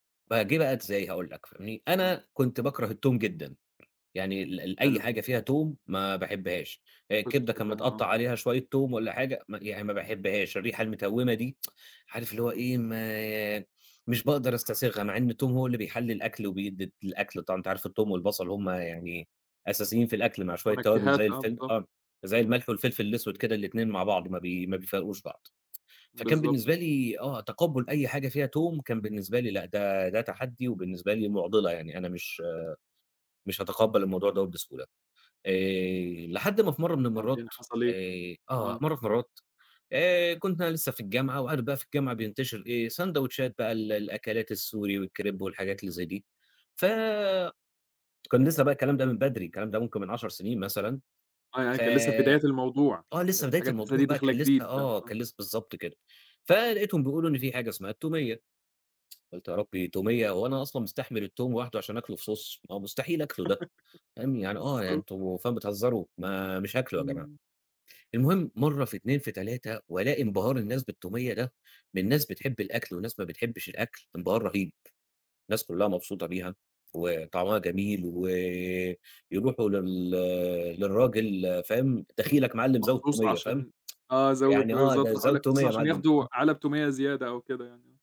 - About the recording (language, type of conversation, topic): Arabic, podcast, ايه هو الطعم اللي غيّر علاقتك بالأكل؟
- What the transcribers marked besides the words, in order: tapping; tsk; other background noise; tsk; laugh; in English: "صوص!"; put-on voice: "دخيلك معلّم زود تومية"; tsk; unintelligible speech